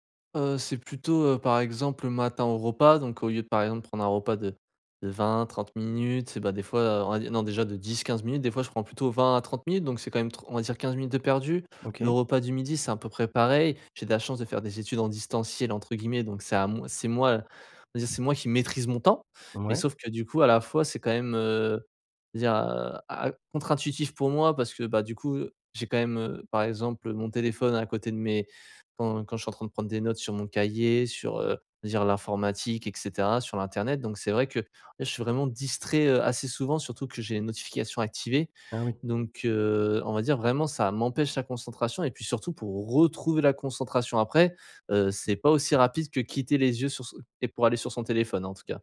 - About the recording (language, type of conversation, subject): French, advice, Comment les distractions constantes de votre téléphone vous empêchent-elles de vous concentrer ?
- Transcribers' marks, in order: other background noise; stressed: "retrouver"